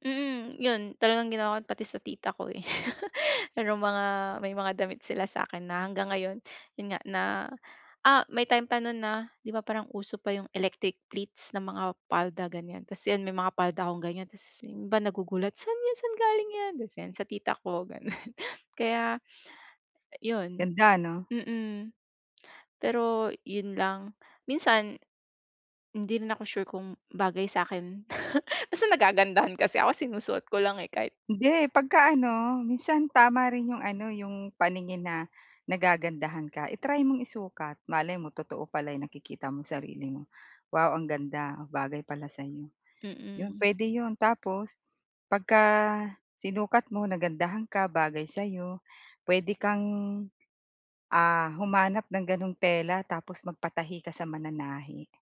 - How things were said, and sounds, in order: chuckle; in English: "electric pleats"; other background noise
- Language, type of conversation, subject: Filipino, advice, Paano ako makakahanap ng damit na bagay sa akin?